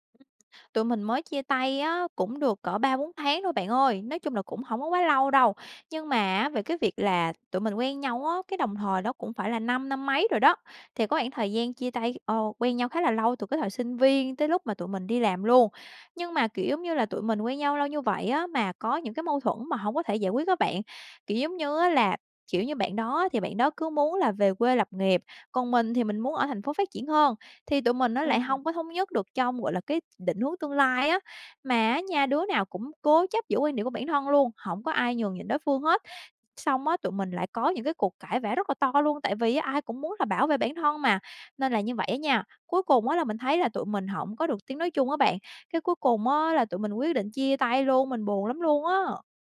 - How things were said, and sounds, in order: tapping
- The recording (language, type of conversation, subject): Vietnamese, advice, Làm sao để buông bỏ những kỷ vật của người yêu cũ khi tôi vẫn còn nhiều kỷ niệm?